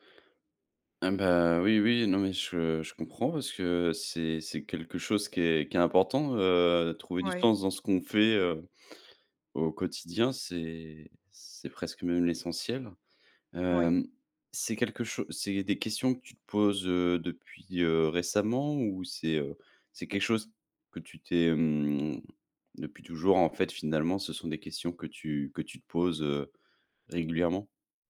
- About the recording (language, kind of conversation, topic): French, advice, Comment puis-je redonner du sens à mon travail au quotidien quand il me semble routinier ?
- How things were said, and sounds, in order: none